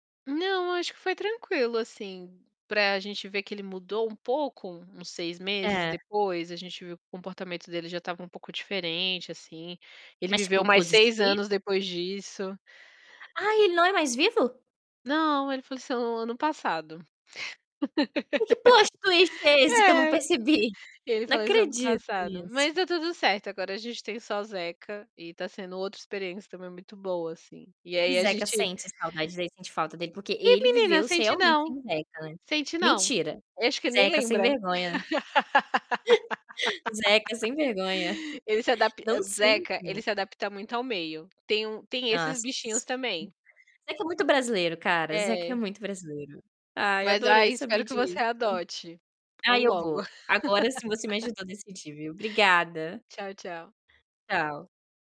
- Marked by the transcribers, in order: tapping; laugh; in English: "plot twist"; distorted speech; laugh; chuckle; laugh
- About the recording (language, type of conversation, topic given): Portuguese, unstructured, Você acha que todo mundo deveria ter um animal de estimação em casa?